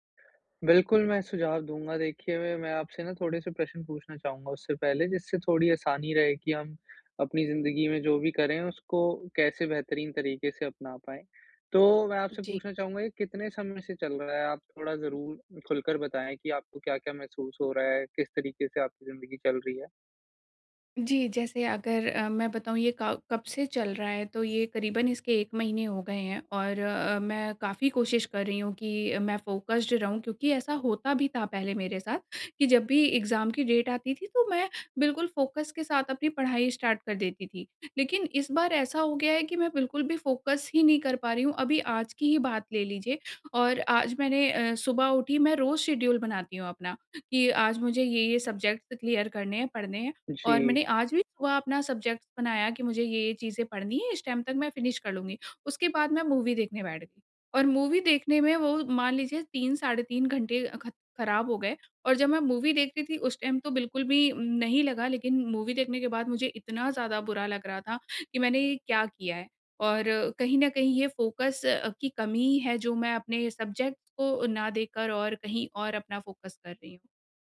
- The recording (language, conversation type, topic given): Hindi, advice, मानसिक धुंधलापन और फोकस की कमी
- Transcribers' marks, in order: in English: "फोकस्ड"; in English: "एग्ज़ाम"; in English: "डेट"; in English: "फोकस"; in English: "स्टार्ट"; in English: "फोकस"; in English: "शेड्यूल"; in English: "सब्जेक्ट क्लियर"; in English: "सब्जेक्ट"; in English: "टाइम"; in English: "फिनिश"; in English: "मूवी"; in English: "मूवी"; in English: "मूवी"; in English: "टाइम"; in English: "मूवी"; in English: "फोकस"; in English: "सब्जेक्ट"; in English: "फोकस"